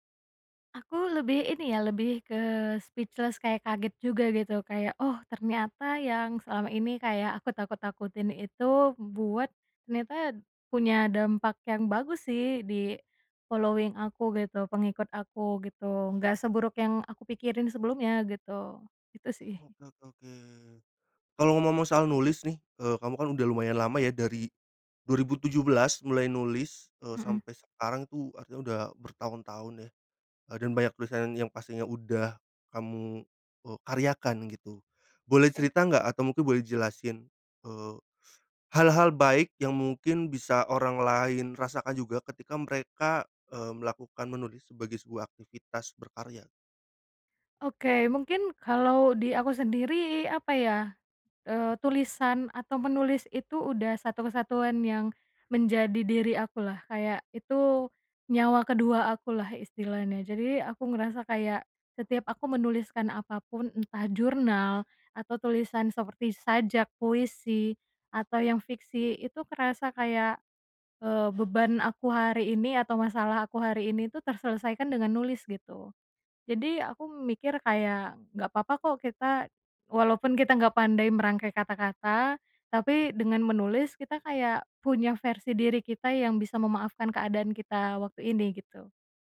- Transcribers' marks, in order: in English: "speechless"; in English: "following"; other background noise
- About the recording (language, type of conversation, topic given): Indonesian, podcast, Apa rasanya saat kamu menerima komentar pertama tentang karya kamu?